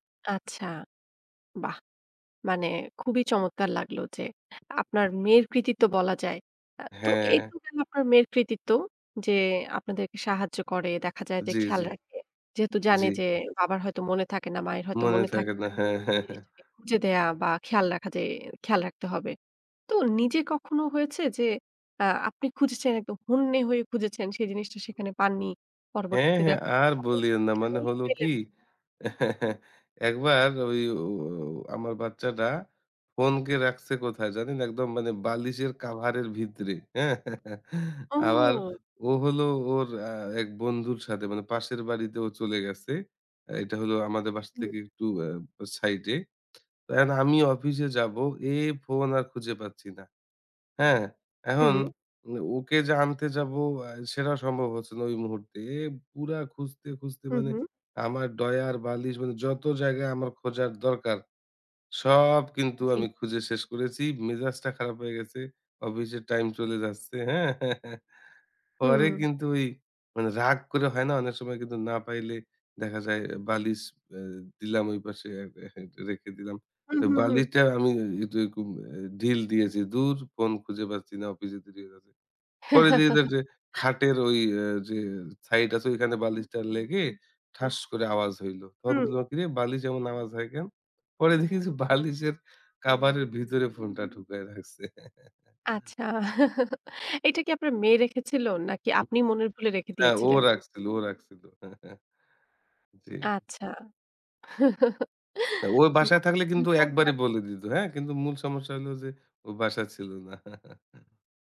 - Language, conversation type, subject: Bengali, podcast, রিমোট, চাবি আর ফোন বারবার হারানো বন্ধ করতে কী কী কার্যকর কৌশল মেনে চলা উচিত?
- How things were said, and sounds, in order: other background noise; chuckle; chuckle; "ড্রয়ার" said as "ডয়ার"; chuckle; chuckle; unintelligible speech; chuckle; chuckle; chuckle